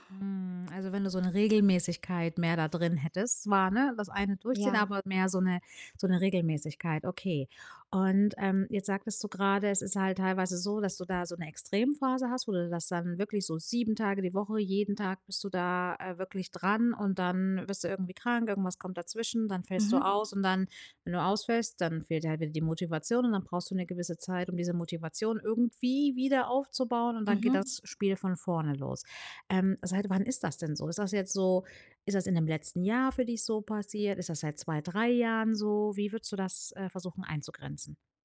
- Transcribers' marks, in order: tapping; other background noise
- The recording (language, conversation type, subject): German, advice, Wie bleibe ich bei einem langfristigen Projekt motiviert?